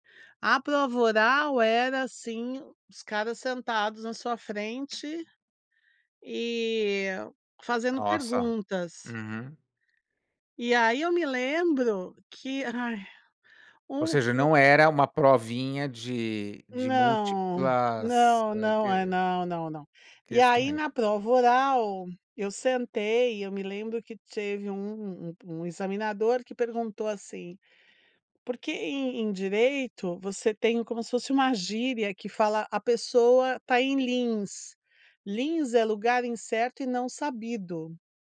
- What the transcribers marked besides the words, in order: none
- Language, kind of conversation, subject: Portuguese, podcast, Como falar em público sem ficar paralisado de medo?